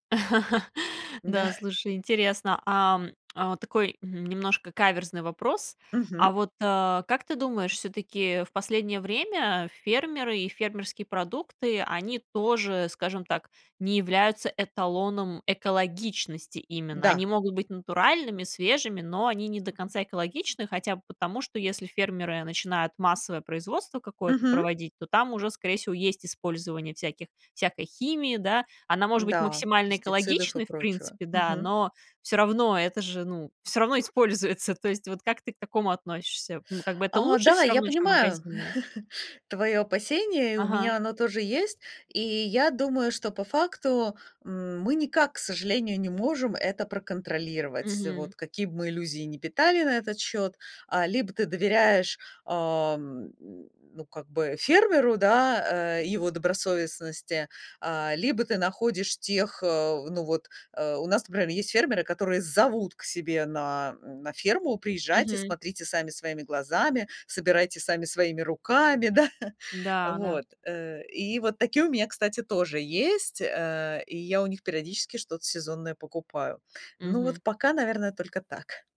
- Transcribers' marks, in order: laugh; lip smack; laugh; chuckle; tapping
- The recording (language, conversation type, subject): Russian, podcast, Пользуетесь ли вы фермерскими рынками и что вы в них цените?